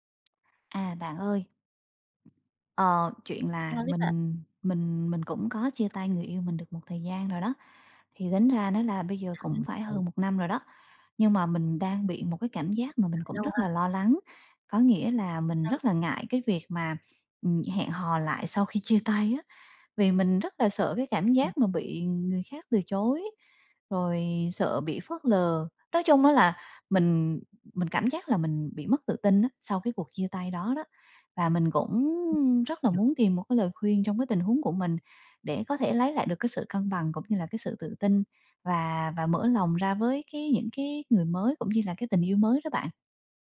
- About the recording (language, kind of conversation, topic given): Vietnamese, advice, Bạn làm thế nào để vượt qua nỗi sợ bị từ chối khi muốn hẹn hò lại sau chia tay?
- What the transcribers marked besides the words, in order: tapping; other background noise